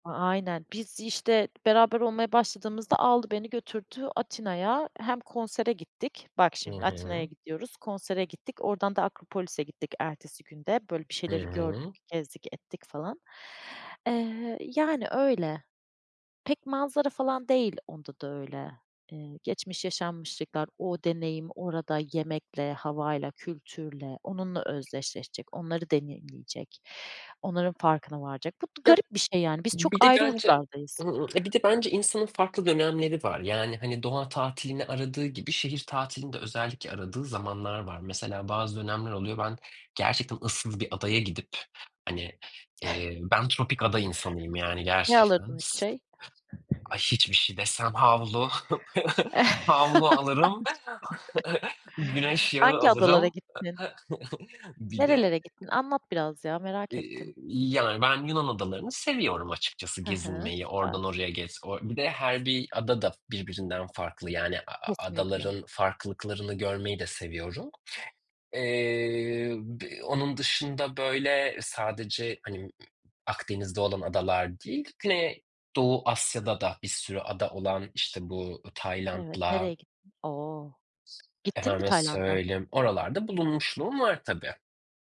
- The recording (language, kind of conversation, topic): Turkish, unstructured, Doğa tatilleri mi yoksa şehir tatilleri mi sana daha çekici geliyor?
- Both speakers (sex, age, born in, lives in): female, 30-34, Turkey, Germany; male, 35-39, Turkey, Germany
- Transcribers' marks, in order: other noise; other background noise; tapping; background speech; chuckle; chuckle